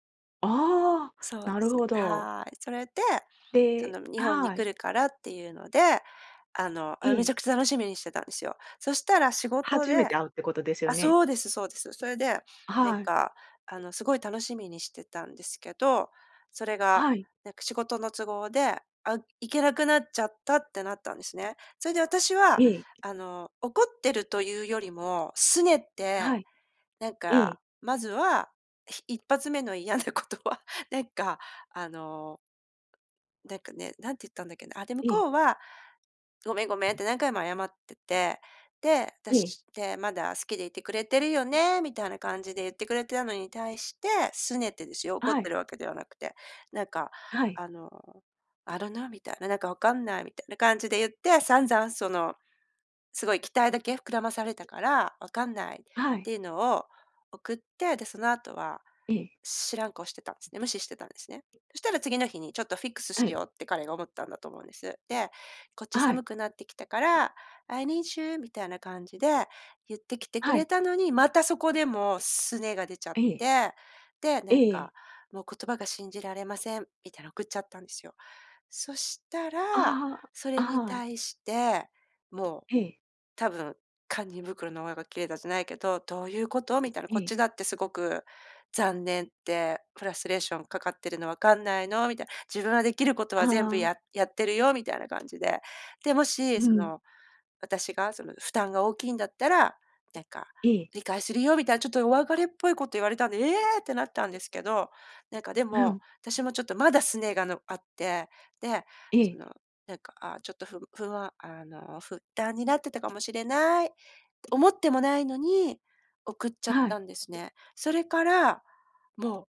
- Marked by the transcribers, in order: laughing while speaking: "嫌なことは"; put-on voice: "I don't know"; in English: "I don't know"; put-on voice: "I need you"; in English: "I need you"
- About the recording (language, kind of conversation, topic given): Japanese, advice, 過去の失敗を引きずって自己肯定感が回復しないのですが、どうすればよいですか？